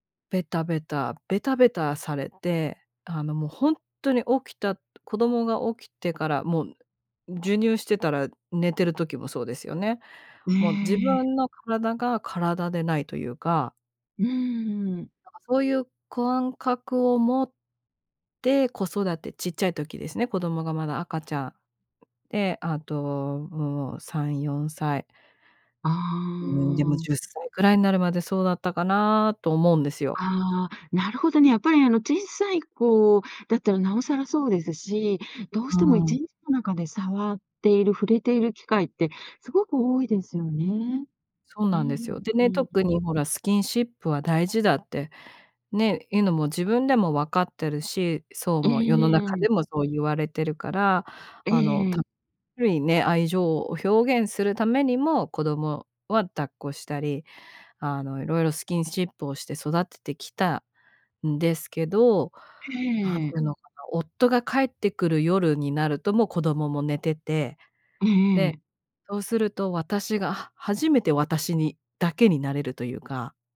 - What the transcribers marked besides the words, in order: other background noise; "感覚" said as "くわんかく"
- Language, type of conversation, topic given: Japanese, podcast, 愛情表現の違いが摩擦になることはありましたか？